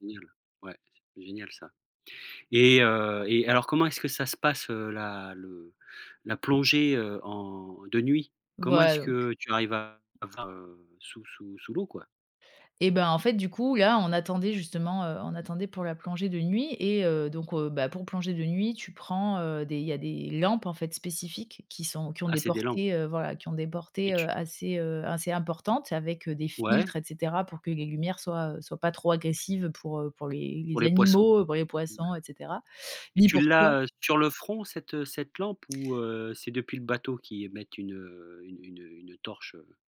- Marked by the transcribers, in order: other background noise
- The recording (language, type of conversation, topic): French, podcast, Quand avez-vous été ému(e) par un lever ou un coucher de soleil ?